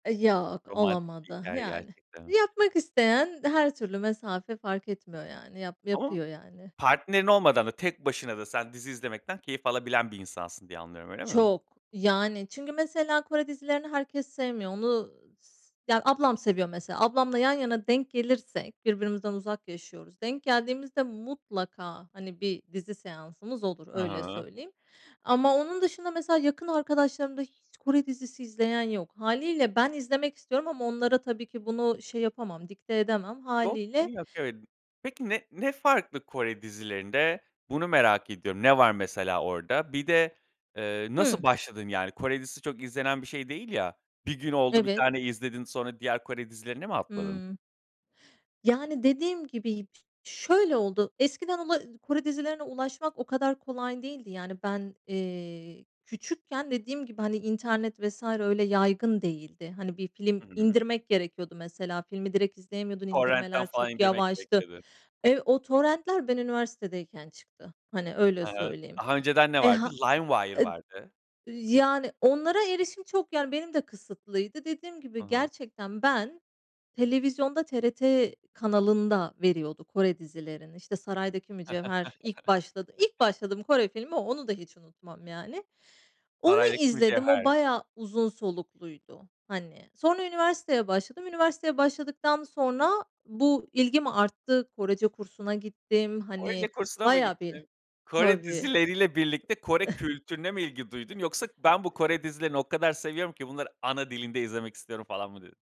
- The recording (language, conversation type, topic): Turkish, podcast, Bir diziyi bir gecede bitirdikten sonra kendini nasıl hissettin?
- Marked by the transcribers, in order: other background noise; tapping; unintelligible speech; in English: "Torrentten"; in English: "torrentler"; chuckle; chuckle